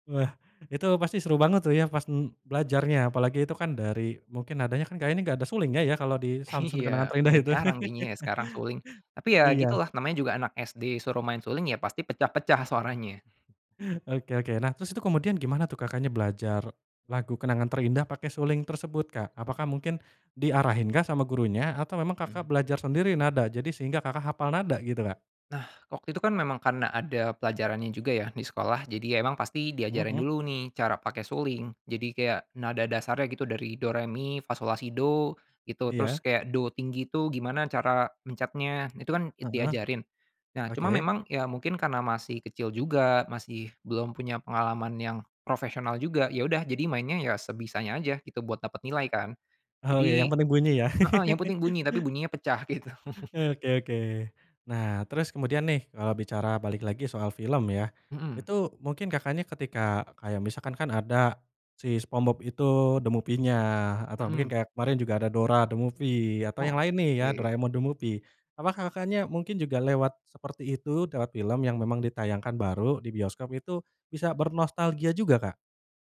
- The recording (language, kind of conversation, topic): Indonesian, podcast, Kenapa orang suka bernostalgia lewat film atau lagu lama?
- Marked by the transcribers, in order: laughing while speaking: "Iya"; chuckle; chuckle; laughing while speaking: "gitu"